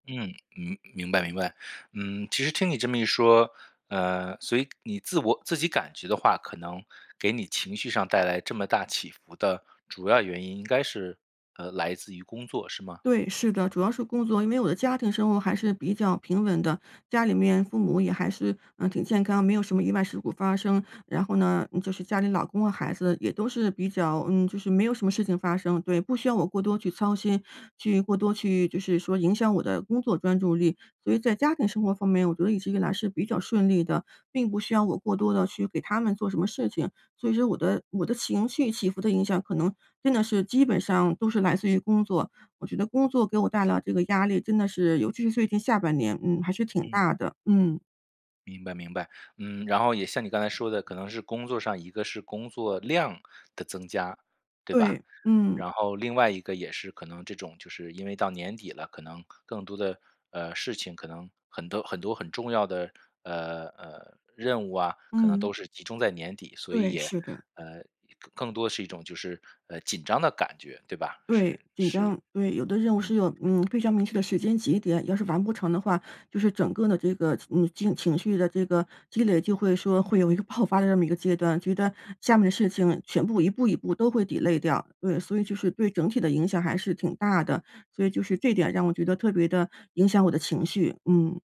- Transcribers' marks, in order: other background noise; tapping; laughing while speaking: "爆"; in English: "delay"
- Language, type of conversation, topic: Chinese, advice, 情绪起伏会影响我的学习专注力吗？